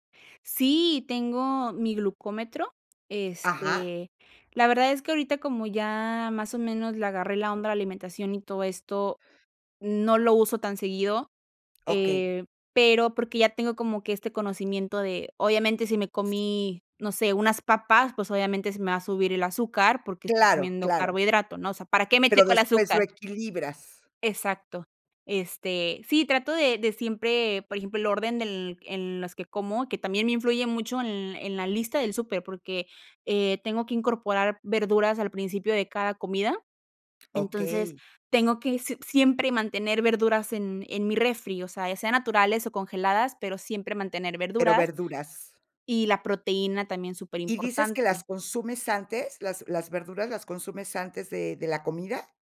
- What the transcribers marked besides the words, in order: other background noise
- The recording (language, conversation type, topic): Spanish, podcast, ¿Cómo te organizas para comer más sano cada semana?